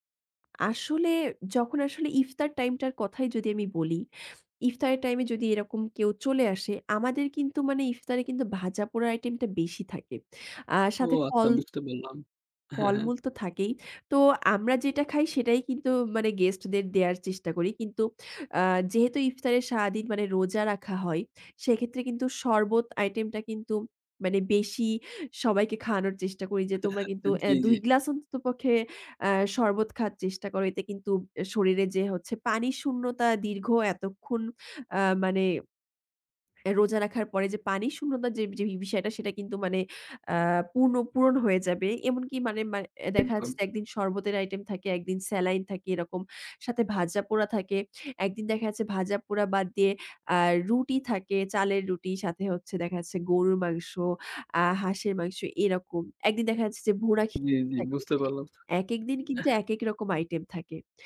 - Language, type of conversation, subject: Bengali, podcast, আপনি অতিথিদের জন্য কী ধরনের খাবার আনতে পছন্দ করেন?
- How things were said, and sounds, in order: sniff; chuckle